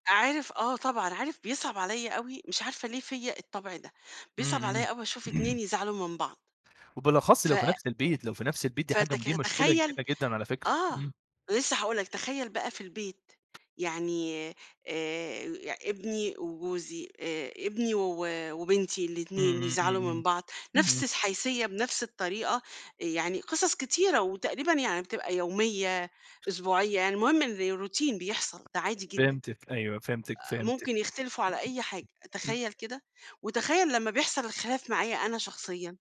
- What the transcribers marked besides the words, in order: throat clearing; "فتك-" said as "فتخيل"; tapping; in English: "روتين"
- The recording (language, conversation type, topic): Arabic, podcast, إزاي بتتعامل مع المقاطعات في البيت؟